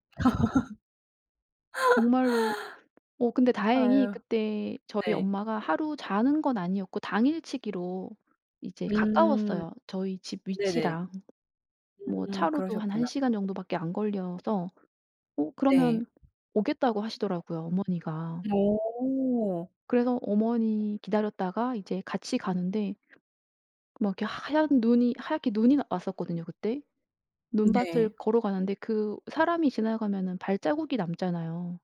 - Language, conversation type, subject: Korean, podcast, 혼자 여행할 때 외로움은 어떻게 달래세요?
- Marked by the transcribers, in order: laugh; other background noise